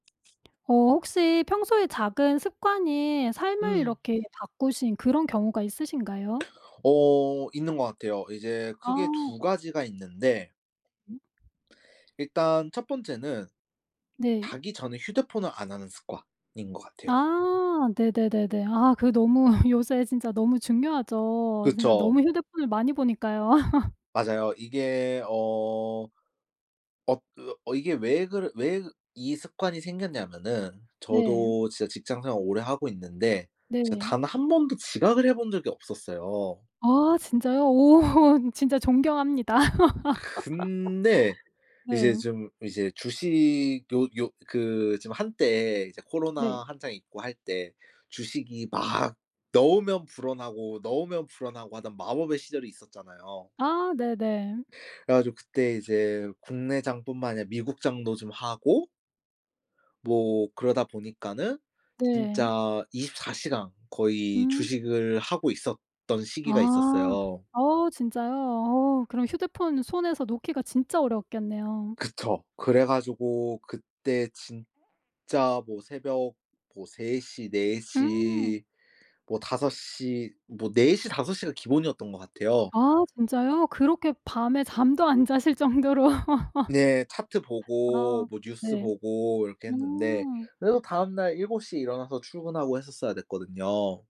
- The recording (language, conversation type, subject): Korean, podcast, 작은 습관이 삶을 바꾼 적이 있나요?
- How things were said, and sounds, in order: tapping; other background noise; laugh; laugh; laughing while speaking: "오"; laugh; laughing while speaking: "정도로"; laugh